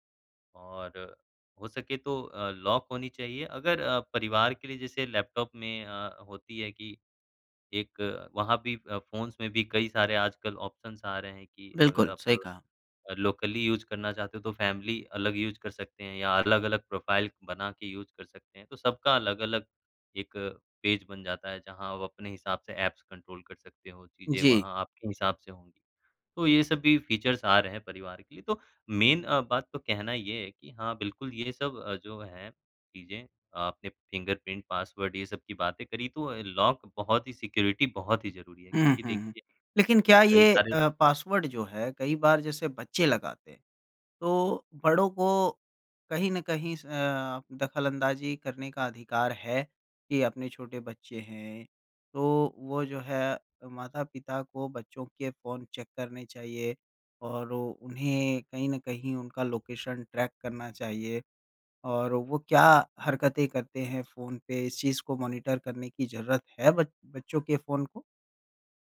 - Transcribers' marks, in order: in English: "लॉक"; in English: "फ़ोन्स"; in English: "ऑप्शन्स"; in English: "लोकली यूज़"; in English: "फैमिली"; in English: "यूज़"; other background noise; in English: "यूज़"; in English: "ऐप्स कंट्रोल"; in English: "फीचर्स"; in English: "मेन"; in English: "लॉक"; in English: "सिक्योरिटी"; throat clearing; in English: "चेक"; in English: "लोकेशन ट्रैक"; in English: "मॉनिटर"
- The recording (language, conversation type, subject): Hindi, podcast, किसके फोन में झांकना कब गलत माना जाता है?